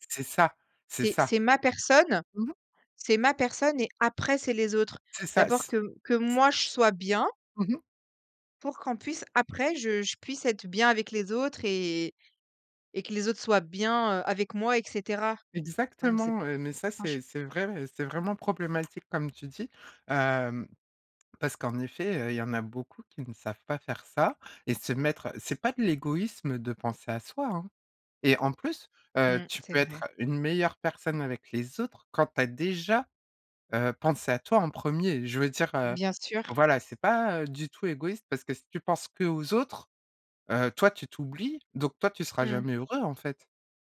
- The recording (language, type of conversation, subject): French, podcast, Pouvez-vous raconter un moment où vous avez dû tout recommencer ?
- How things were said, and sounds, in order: stressed: "après"; tapping; stressed: "déjà"